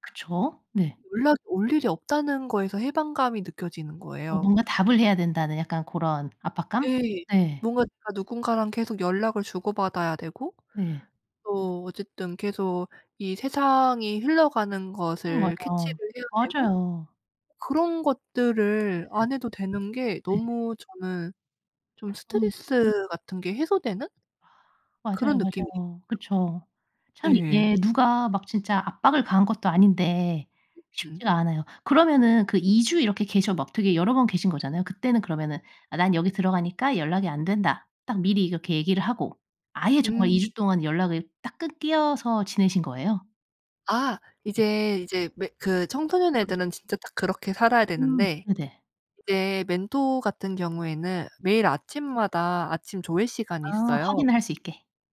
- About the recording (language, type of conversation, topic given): Korean, podcast, 스마트폰 같은 방해 요소를 어떻게 관리하시나요?
- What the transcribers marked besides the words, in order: tapping; other background noise; other noise; throat clearing